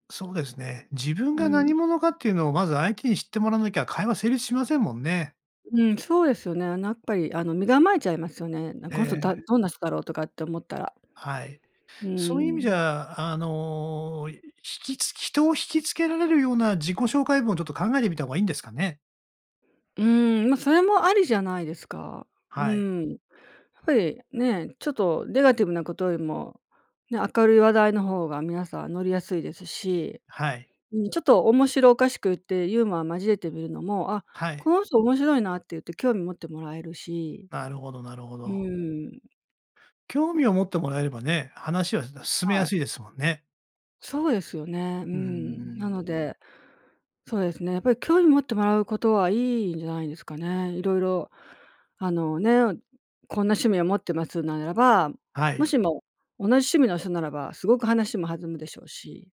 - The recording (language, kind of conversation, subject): Japanese, advice, 社交の場で緊張して人と距離を置いてしまうのはなぜですか？
- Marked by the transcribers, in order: none